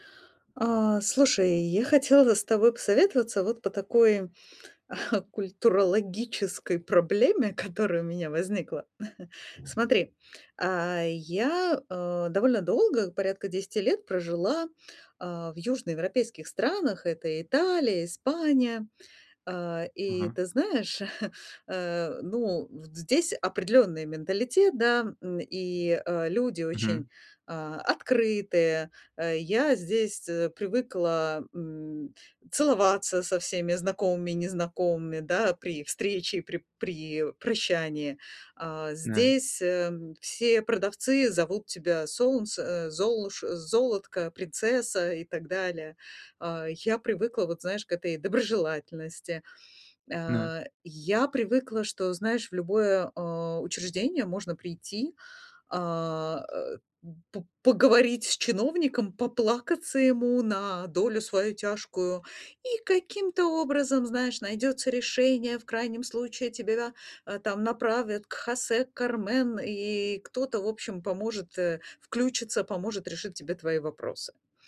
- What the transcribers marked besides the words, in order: chuckle; chuckle; other background noise; chuckle; "тебя" said as "тебебя"
- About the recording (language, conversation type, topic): Russian, advice, Как быстрее и легче привыкнуть к местным обычаям и культурным нормам?